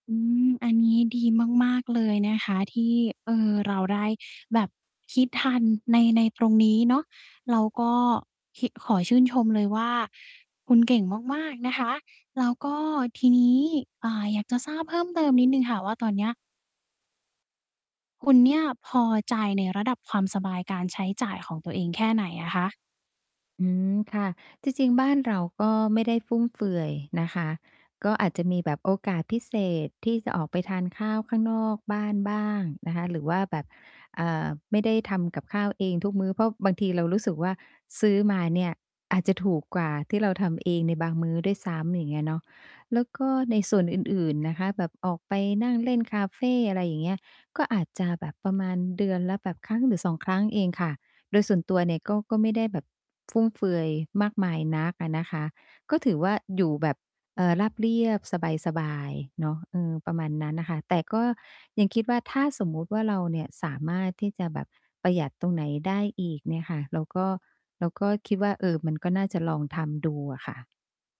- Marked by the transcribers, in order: none
- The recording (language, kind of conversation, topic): Thai, advice, จะทำงบประมาณรายเดือนอย่างไรโดยไม่รู้สึกว่าต้องอดอะไร?